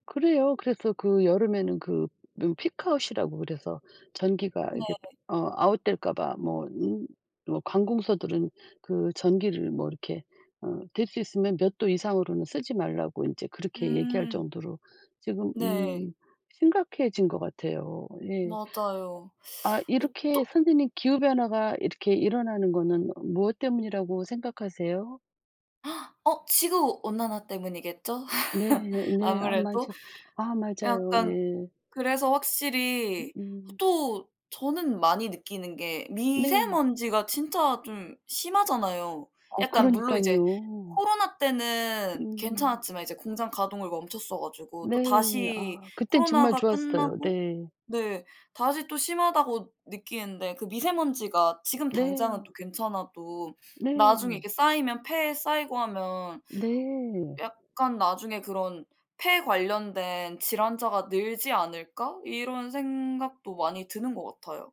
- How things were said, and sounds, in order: in English: "피크아웃"; tapping; teeth sucking; gasp; laugh; other background noise
- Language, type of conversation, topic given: Korean, unstructured, 기후 변화가 우리 일상생활에 어떤 영향을 미칠까요?